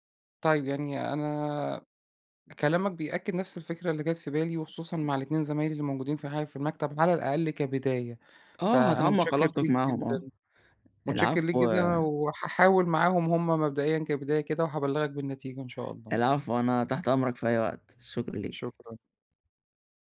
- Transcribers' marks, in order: none
- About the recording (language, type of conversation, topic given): Arabic, advice, إزاي أقدر أوصف قلقي الاجتماعي وخوفي من التفاعل وسط مجموعات؟